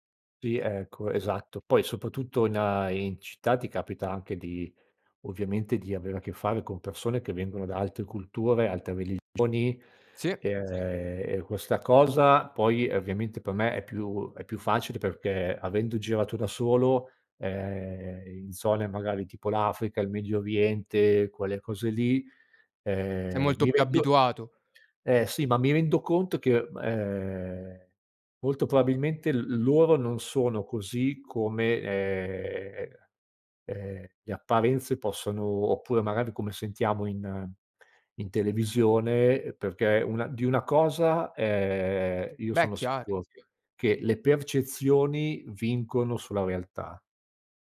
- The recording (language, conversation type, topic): Italian, podcast, Come si supera la solitudine in città, secondo te?
- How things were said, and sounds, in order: background speech; other background noise; "probabilmente" said as "proabilmente"